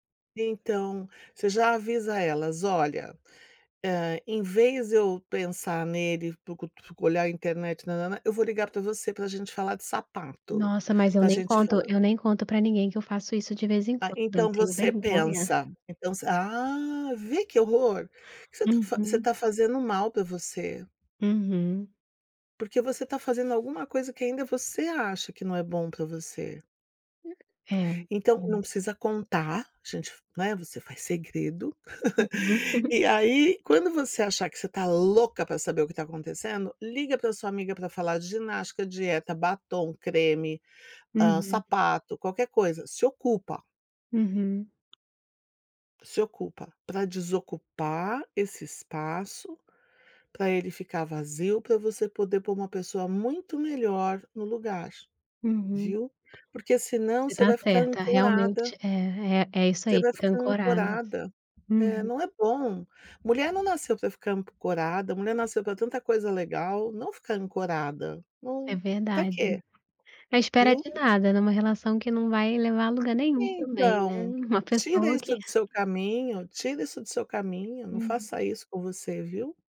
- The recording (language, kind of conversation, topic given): Portuguese, advice, Por que estou checando as redes sociais do meu ex o tempo todo e me sentindo pior?
- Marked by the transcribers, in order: laugh; tapping